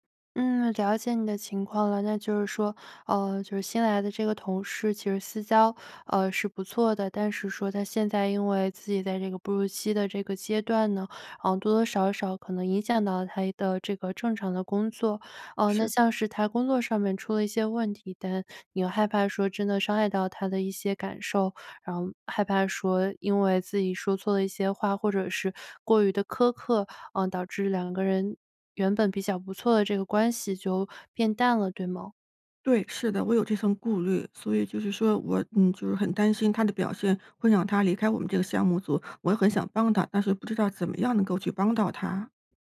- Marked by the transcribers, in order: "又" said as "有"
- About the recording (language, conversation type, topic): Chinese, advice, 在工作中该如何给同事提供负面反馈？